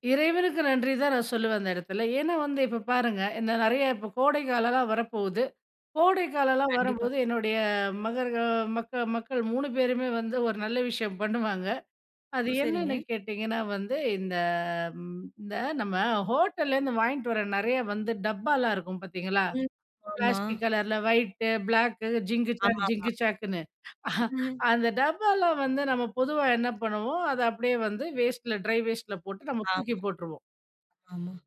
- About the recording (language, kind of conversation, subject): Tamil, podcast, பணமும் புகழும் இல்லாமலேயே அர்த்தம் கிடைக்குமா?
- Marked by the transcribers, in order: snort; unintelligible speech